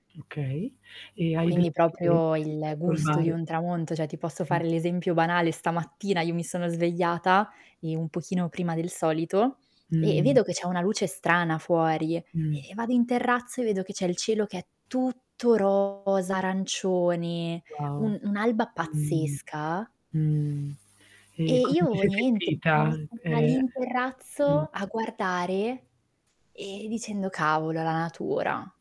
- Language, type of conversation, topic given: Italian, podcast, Qual è un momento di bellezza naturale che non dimenticherai mai?
- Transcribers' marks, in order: static; mechanical hum; distorted speech; tapping; stressed: "tutto"